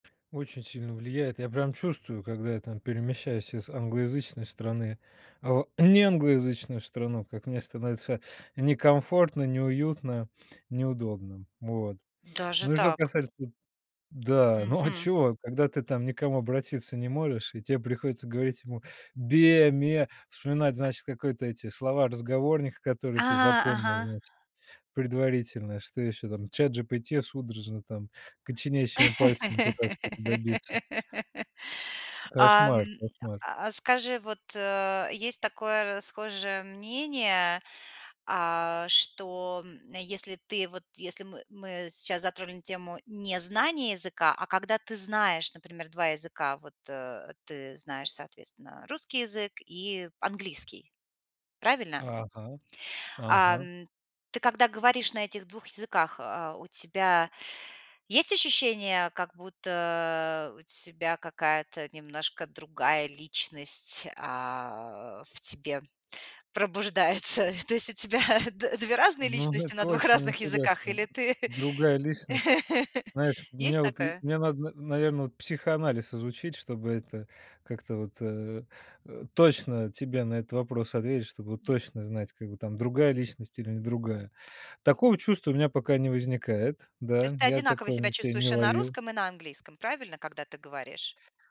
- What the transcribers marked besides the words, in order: tapping; laugh; laughing while speaking: "в тебе пробуждается? То есть … языках, или ты"; laugh; other background noise
- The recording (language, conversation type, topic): Russian, podcast, Как знание языка влияет на ваше самоощущение?